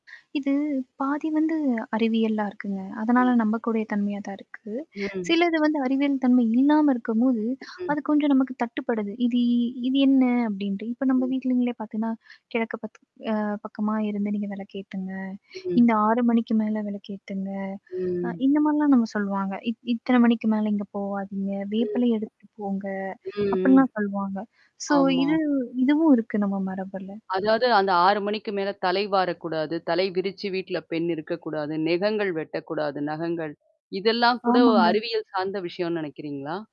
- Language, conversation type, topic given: Tamil, podcast, மண்டபம், பூஜை இடம் போன்ற வீட்டு மரபுகள் பொதுவாக எப்படி இருக்கின்றன?
- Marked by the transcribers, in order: static; other noise; in English: "சோ"; "நகங்கள்" said as "நெகங்கள்"